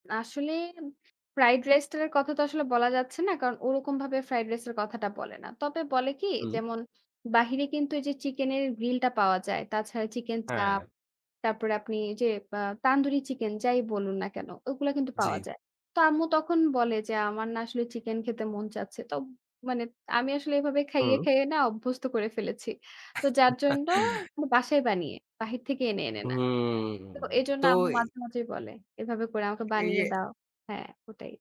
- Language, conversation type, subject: Bengali, podcast, স্বাস্থ্যকর খাওয়ার ব্যাপারে পরিবারের সঙ্গে কীভাবে সমঝোতা করবেন?
- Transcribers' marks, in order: chuckle; drawn out: "হুম"; tapping